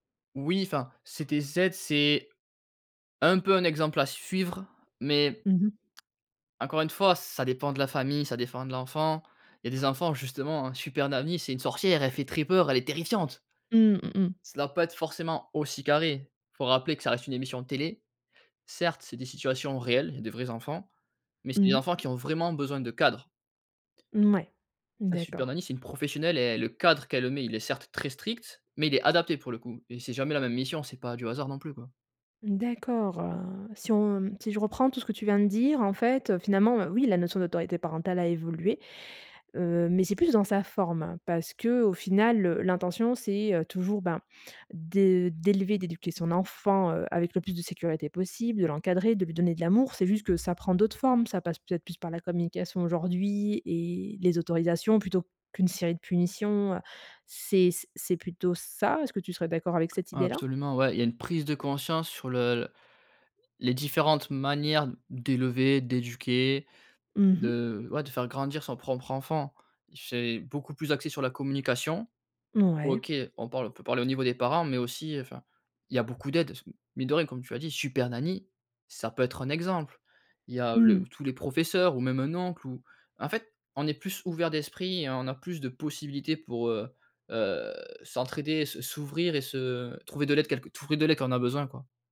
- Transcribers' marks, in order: stressed: "cadre"; tapping
- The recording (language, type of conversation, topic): French, podcast, Comment la notion d’autorité parentale a-t-elle évolué ?